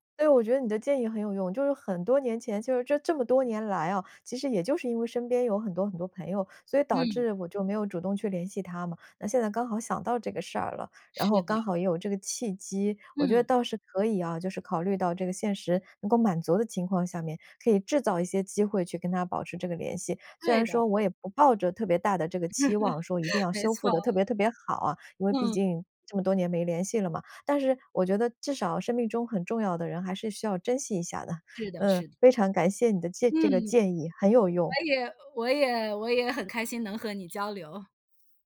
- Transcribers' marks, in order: laugh; other background noise
- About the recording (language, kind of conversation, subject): Chinese, advice, 如何面对因距离或生活变化而逐渐疏远的友情？